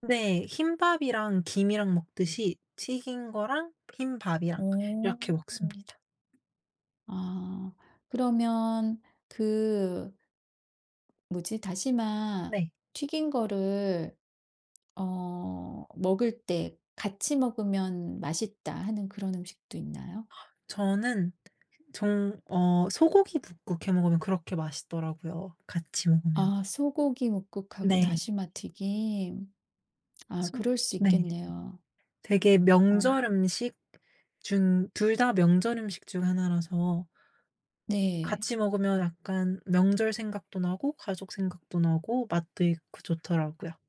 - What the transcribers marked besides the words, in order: gasp; other background noise
- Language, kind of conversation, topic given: Korean, podcast, 어릴 때 특히 기억에 남는 음식이 있나요?